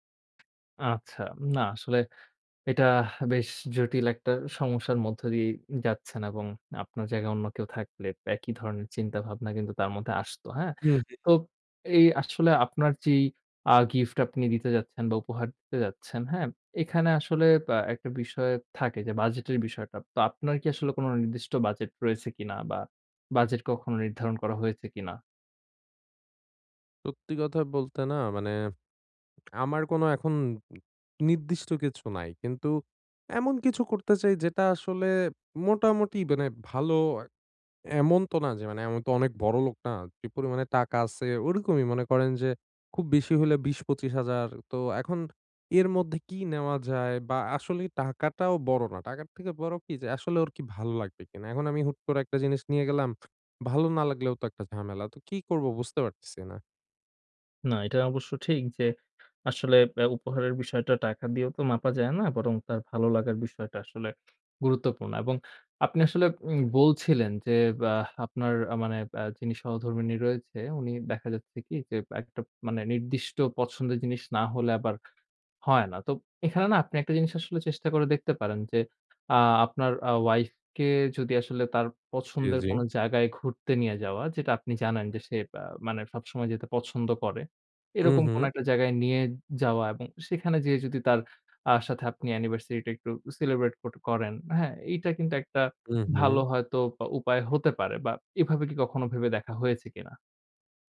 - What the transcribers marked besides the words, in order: tapping; sigh; other background noise; other noise
- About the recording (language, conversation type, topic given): Bengali, advice, আমি কীভাবে উপযুক্ত উপহার বেছে নিয়ে প্রত্যাশা পূরণ করতে পারি?